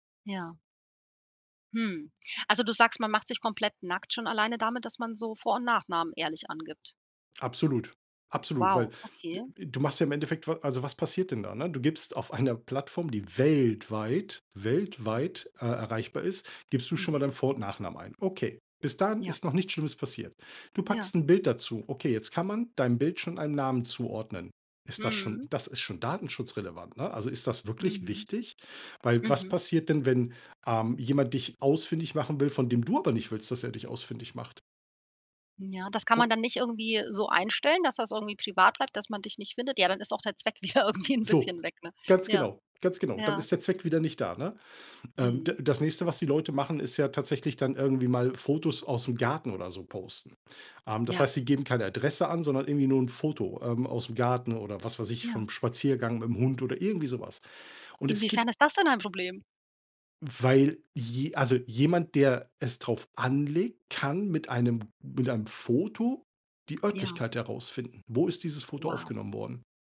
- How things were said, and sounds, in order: laughing while speaking: "einer"; stressed: "weltweit"; laughing while speaking: "wieder irgendwie 'n bisschen weg"; other background noise
- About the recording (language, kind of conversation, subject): German, podcast, Was ist dir wichtiger: Datenschutz oder Bequemlichkeit?